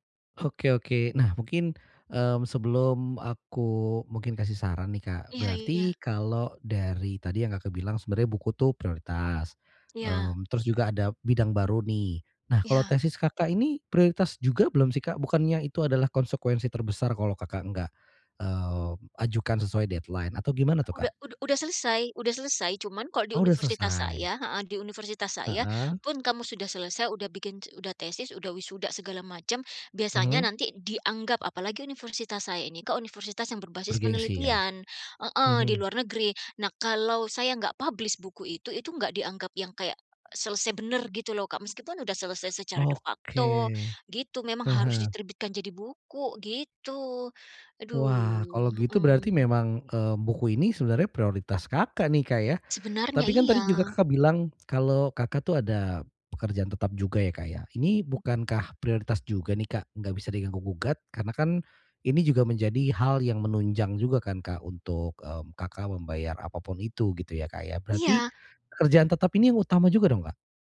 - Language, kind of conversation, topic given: Indonesian, advice, Bagaimana cara menetapkan tujuan kreatif yang realistis dan terukur?
- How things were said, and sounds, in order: in English: "deadline"; in English: "publish"; other background noise